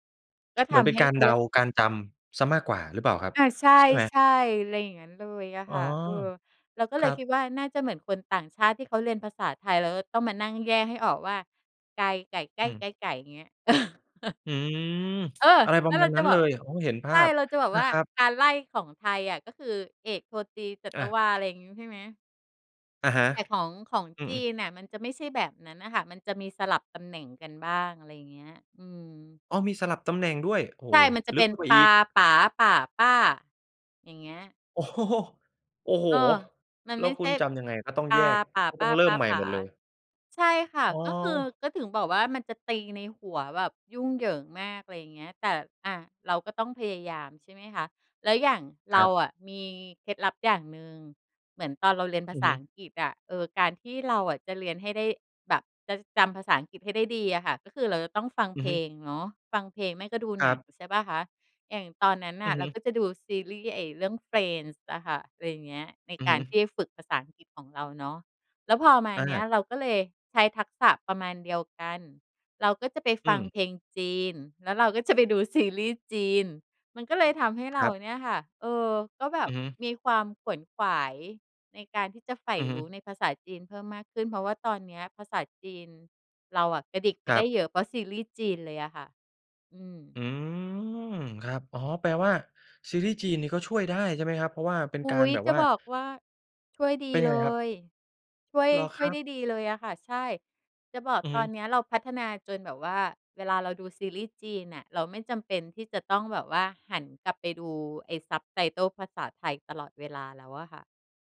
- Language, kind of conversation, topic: Thai, podcast, ถ้าอยากเริ่มเรียนทักษะใหม่ตอนโต ควรเริ่มอย่างไรดี?
- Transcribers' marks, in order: chuckle; other background noise; laughing while speaking: "โอ้โฮ"; drawn out: "อืม"